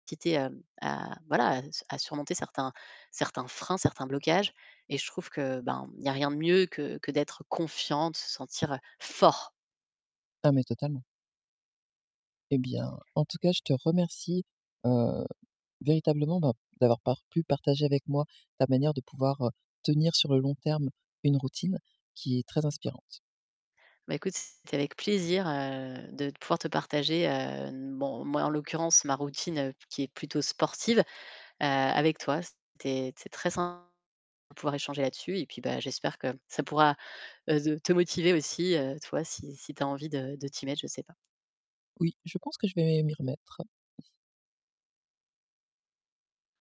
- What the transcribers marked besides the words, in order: unintelligible speech; stressed: "fort"; distorted speech; tapping; unintelligible speech
- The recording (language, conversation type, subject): French, podcast, Qu’est-ce qui t’aide à maintenir une routine sur le long terme ?